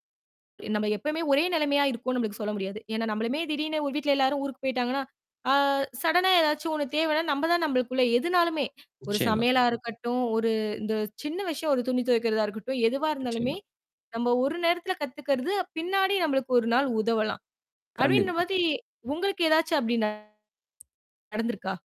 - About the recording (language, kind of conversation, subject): Tamil, podcast, கற்றுக்கொள்ளும் போது உங்களுக்கு மகிழ்ச்சி எப்படித் தோன்றுகிறது?
- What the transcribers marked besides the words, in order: in English: "சடனா"; "மாதிரி" said as "மாதி"; tapping; distorted speech